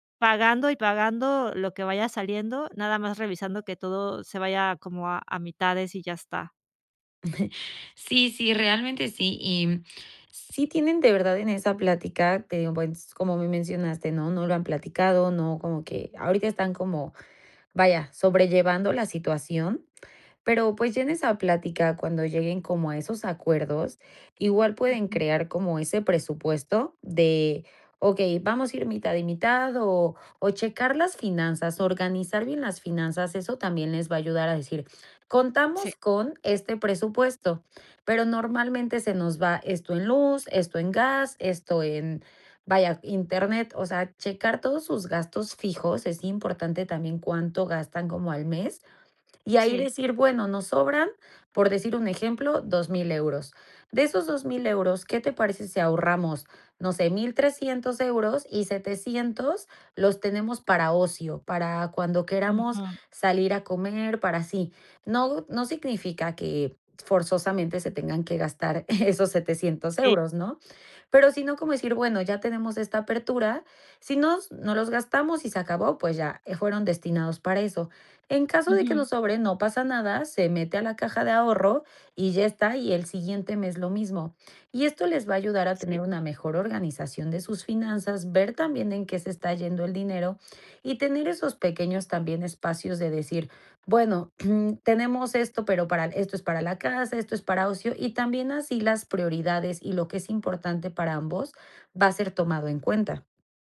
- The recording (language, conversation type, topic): Spanish, advice, ¿Cómo puedo hablar con mi pareja sobre nuestras diferencias en la forma de gastar dinero?
- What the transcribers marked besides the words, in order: chuckle; "pues" said as "puets"; other background noise; laughing while speaking: "esos"; throat clearing